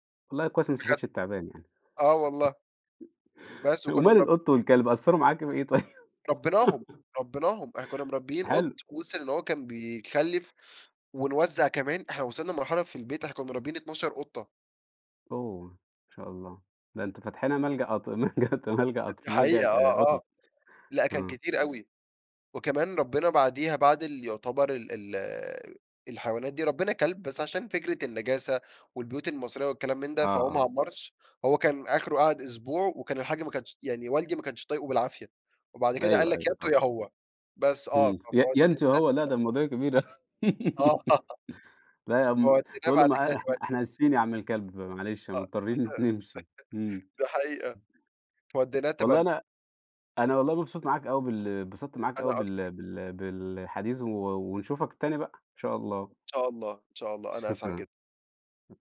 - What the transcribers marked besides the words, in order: "شافتش" said as "سافتش"; giggle; laughing while speaking: "وماله القط والكلب، قصروا معاكِ في إيه طيب؟"; giggle; tapping; laughing while speaking: "ملجأ أط ملجأ أطف"; "ملجأ" said as "ملجق"; other background noise; laugh; laughing while speaking: "دي ح دي حقيقة"
- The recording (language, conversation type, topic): Arabic, podcast, إيه هي هوايتك المفضلة وليه بتحبّها؟